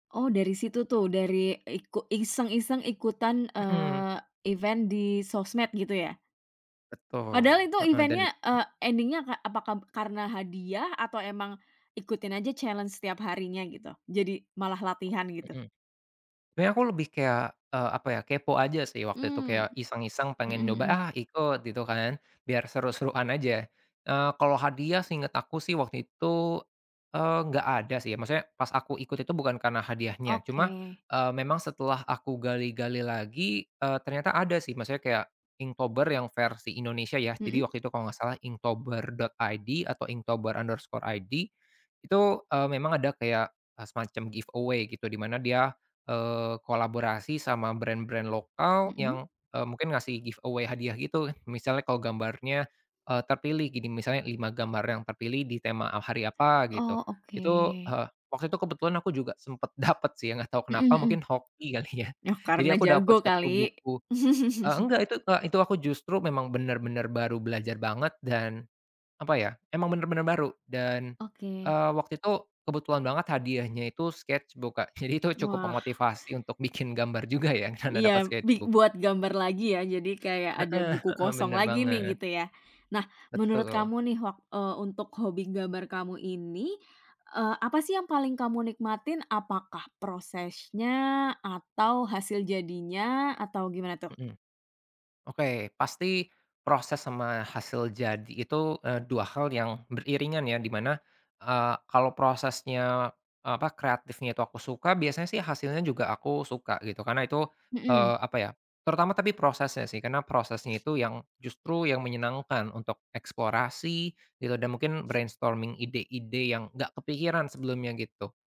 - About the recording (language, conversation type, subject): Indonesian, podcast, Apa hobi yang paling kamu sukai, dan kenapa kamu bisa suka hobi itu?
- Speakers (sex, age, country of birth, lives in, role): female, 30-34, Indonesia, Indonesia, host; male, 25-29, Indonesia, Indonesia, guest
- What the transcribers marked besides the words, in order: in English: "event"; other background noise; in English: "event-nya"; in English: "challenge"; tapping; in English: "giveaway"; in English: "giveaway"; laughing while speaking: "ya"; chuckle; in English: "sketchbook"; laughing while speaking: "jadi itu"; laughing while speaking: "juga ya karena"; in English: "sketchbook"; in English: "brainstorming"